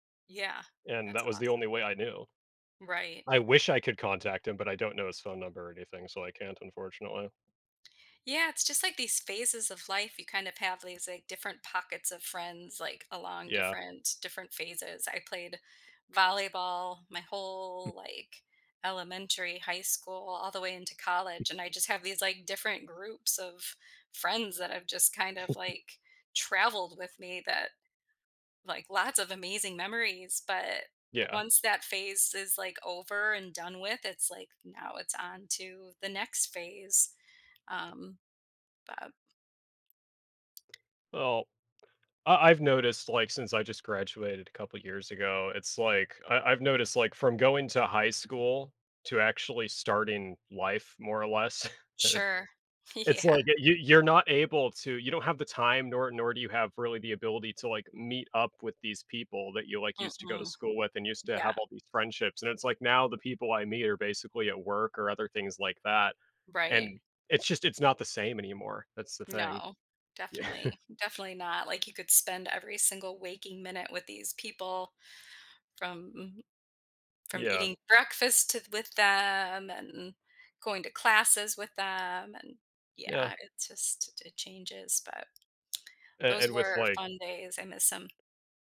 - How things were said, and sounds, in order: tapping; other background noise; chuckle; "bub" said as "but"; chuckle; laughing while speaking: "Yeah"; laughing while speaking: "Yeah"
- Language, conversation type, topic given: English, unstructured, What lost friendship do you sometimes think about?
- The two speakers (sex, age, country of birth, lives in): female, 50-54, United States, United States; male, 20-24, United States, United States